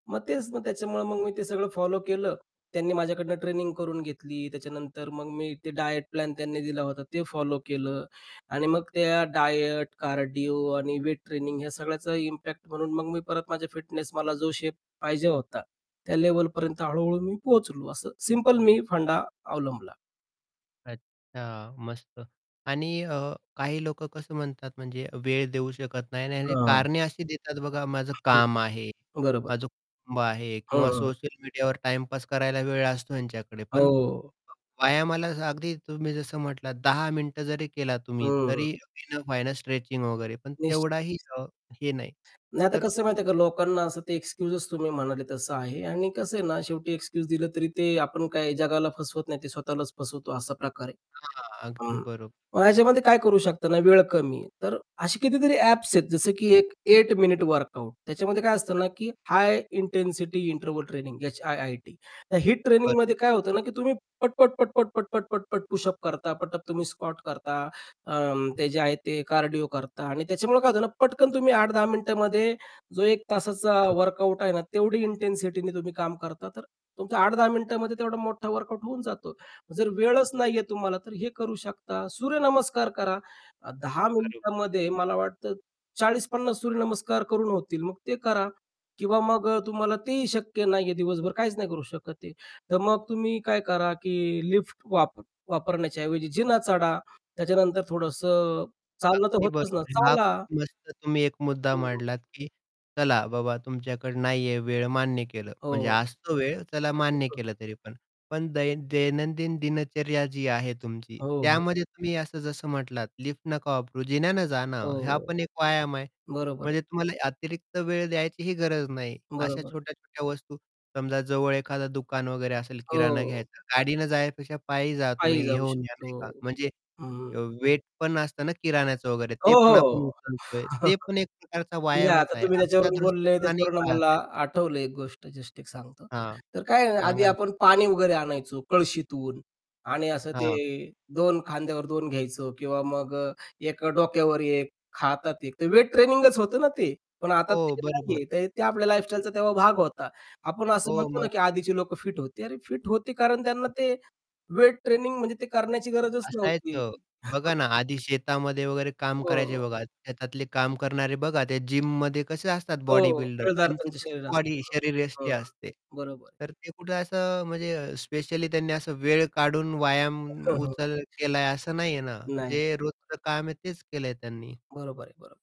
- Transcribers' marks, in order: in English: "डायट प्लॅन"; in English: "डायट, कार्डिओ"; in English: "इम्पॅक्ट"; other background noise; static; distorted speech; in English: "इनफ"; in English: "स्ट्रेचिंग"; in English: "एक्सक्यूजच"; in English: "एक्सक्यूज"; tapping; in English: "इंटेन्सिटी"; in English: "स्कॉट"; in English: "कार्डिओ"; unintelligible speech; in English: "वर्कआउट"; in English: "इंटेन्सिटीने"; in English: "वर्कआउट"; unintelligible speech; chuckle; in English: "लाईफस्टाईलचा"; other noise; unintelligible speech
- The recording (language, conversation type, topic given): Marathi, podcast, फिटनेससाठी वेळ नसेल तर कमी वेळेत काय कराल?